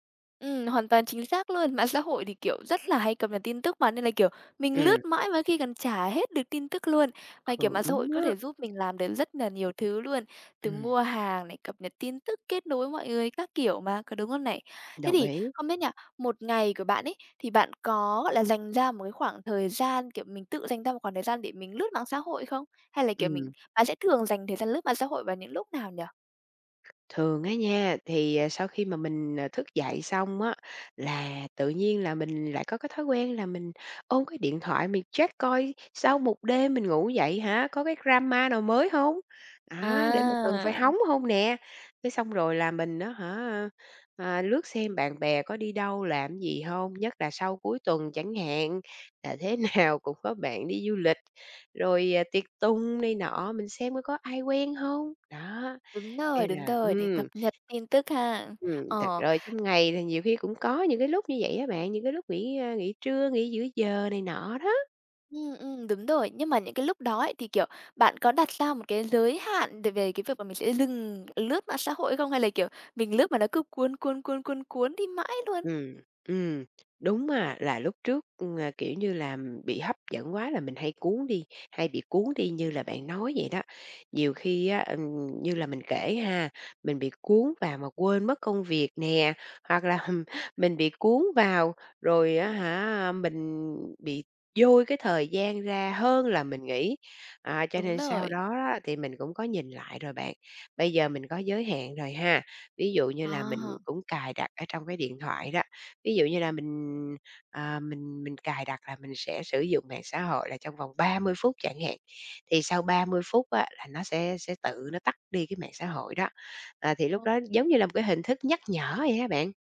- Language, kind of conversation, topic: Vietnamese, podcast, Bạn cân bằng thời gian dùng mạng xã hội với đời sống thực như thế nào?
- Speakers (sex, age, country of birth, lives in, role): female, 20-24, Vietnam, Vietnam, host; female, 45-49, Vietnam, Vietnam, guest
- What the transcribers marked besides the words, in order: other background noise; in English: "drama"; laughing while speaking: "nào"; tapping; horn